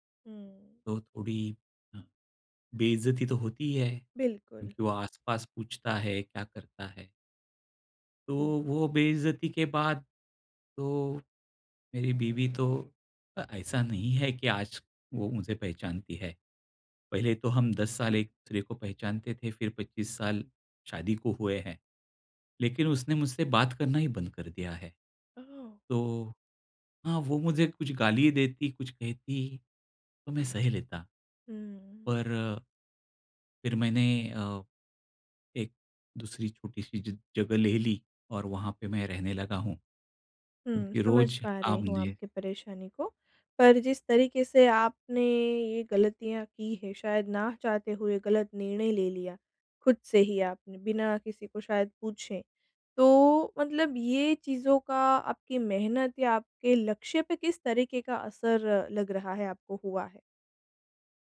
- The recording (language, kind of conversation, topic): Hindi, advice, आप आत्म-आलोचना छोड़कर खुद के प्रति सहानुभूति कैसे विकसित कर सकते हैं?
- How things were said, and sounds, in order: none